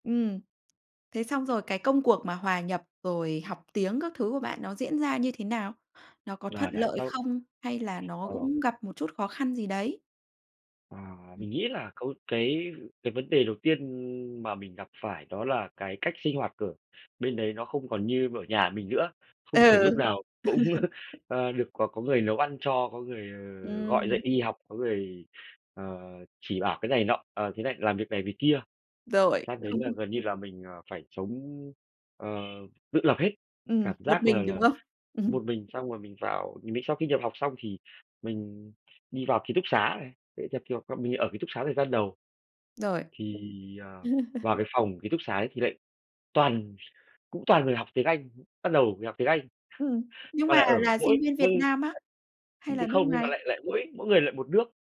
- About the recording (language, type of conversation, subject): Vietnamese, podcast, Bạn có thể kể về một lần bạn đã thay đổi lớn trong cuộc đời mình không?
- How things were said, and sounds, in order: tapping; other background noise; laughing while speaking: "Ừ"; chuckle; laughing while speaking: "cũng"; laughing while speaking: "Ừm"; chuckle; unintelligible speech